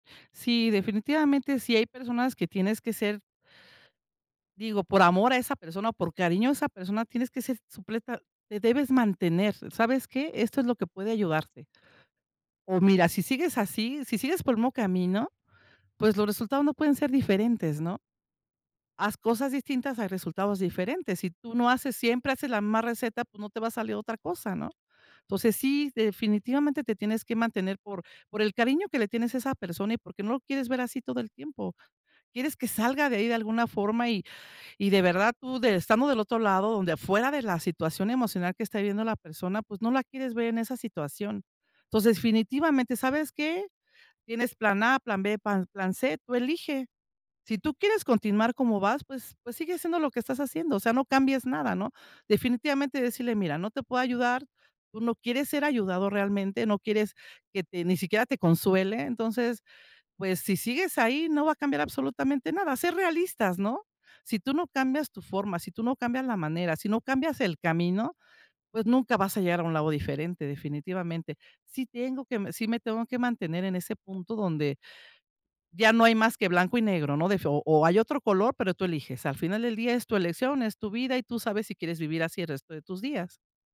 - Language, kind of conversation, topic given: Spanish, podcast, ¿Cómo ofreces apoyo emocional sin intentar arreglarlo todo?
- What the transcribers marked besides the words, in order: other background noise